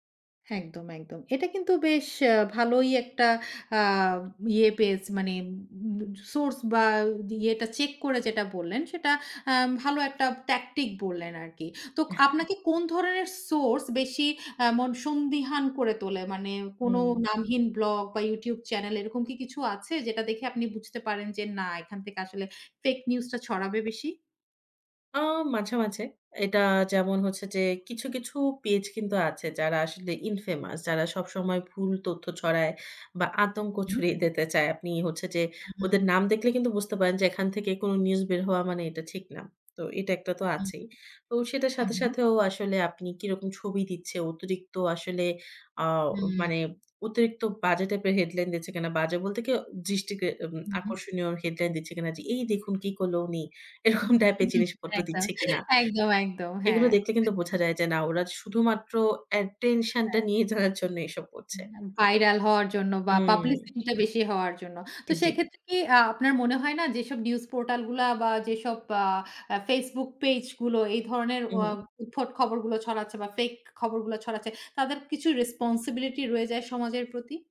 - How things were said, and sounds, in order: in English: "ট্যাকটিক"; in English: "ইনফেমাস"; unintelligible speech; laughing while speaking: "একদম, একদম, একদম হ্যাঁ"; in English: "পাবলিসিটিটা"
- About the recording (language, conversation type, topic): Bengali, podcast, ভুয়ো খবর পেলে আপনি কীভাবে তা যাচাই করেন?